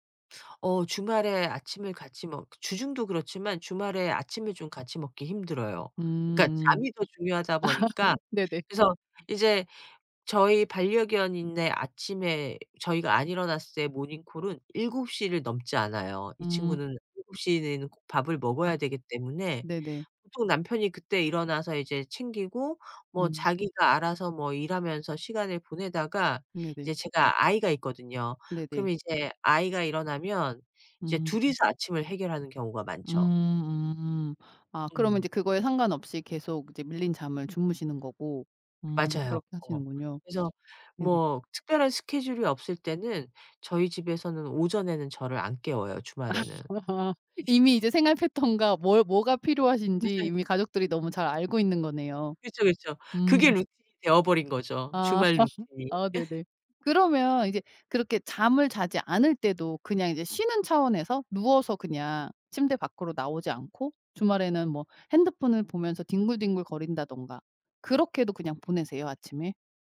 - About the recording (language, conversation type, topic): Korean, podcast, 아침에 일어나서 가장 먼저 하는 일은 무엇인가요?
- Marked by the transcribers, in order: laugh; other background noise; tapping; laugh; laugh